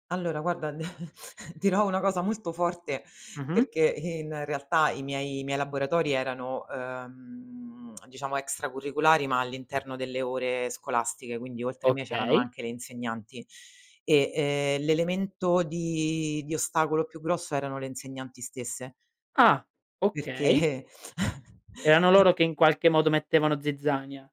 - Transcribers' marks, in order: chuckle; tsk; tapping; "extracurricolari" said as "extracurriculari"; laughing while speaking: "Perché"; chuckle
- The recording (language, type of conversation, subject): Italian, podcast, Come si può favorire l’inclusione dei nuovi arrivati?
- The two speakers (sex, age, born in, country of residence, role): female, 35-39, Italy, Italy, guest; male, 25-29, Italy, Italy, host